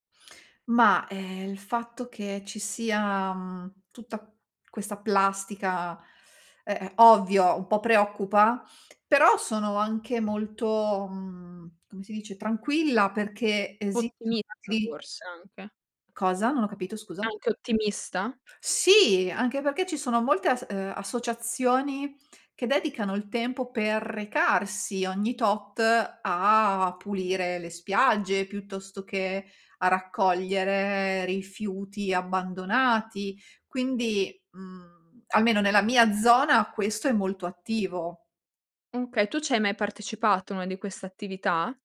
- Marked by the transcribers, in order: unintelligible speech; "perché" said as "pecché"
- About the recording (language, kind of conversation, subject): Italian, podcast, Come descriveresti il tuo rapporto con il mare?